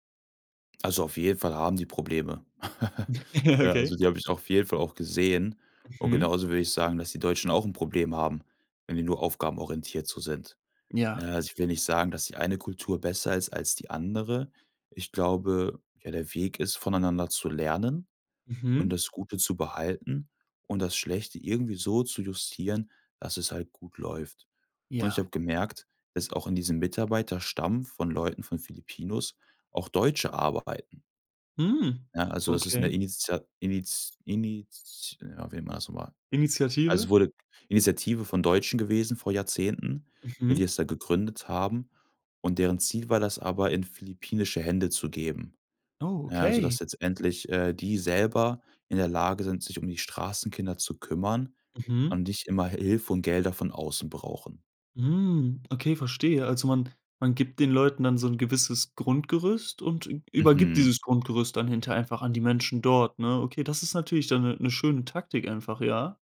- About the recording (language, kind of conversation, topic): German, podcast, Erzählst du von einer Person, die dir eine Kultur nähergebracht hat?
- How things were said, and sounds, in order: laugh; laughing while speaking: "Okay"